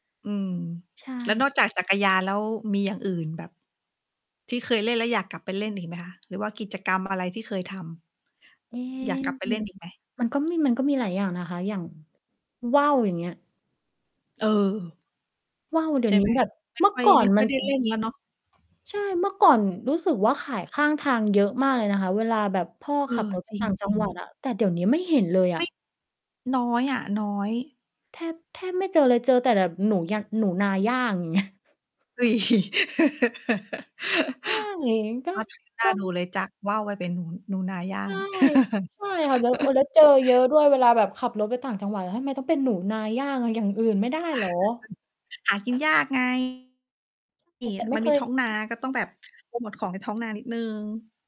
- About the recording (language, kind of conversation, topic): Thai, unstructured, ช่วงเวลาใดที่ทำให้คุณคิดถึงวัยเด็กมากที่สุด?
- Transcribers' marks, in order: static; mechanical hum; distorted speech; laughing while speaking: "เงี้ย"; laugh; unintelligible speech; laugh; chuckle